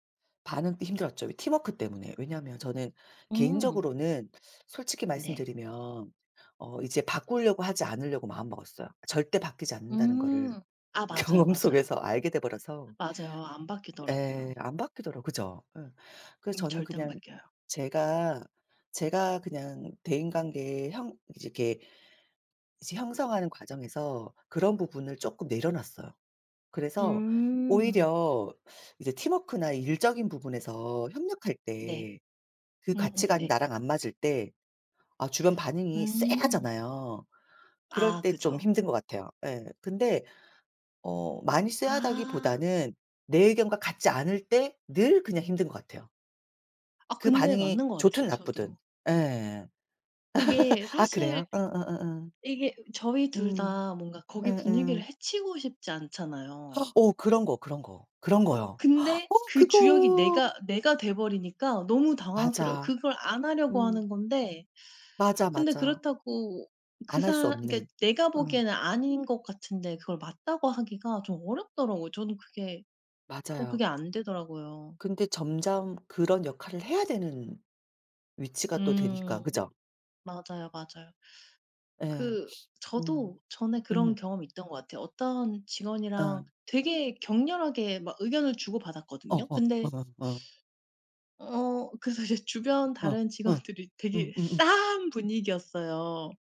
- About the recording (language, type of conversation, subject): Korean, unstructured, 자신의 가치관을 지키는 것이 어려웠던 적이 있나요?
- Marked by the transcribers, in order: laughing while speaking: "경험 속에서"; tapping; other background noise; laugh; gasp; gasp; anticipating: "어 그거"; sniff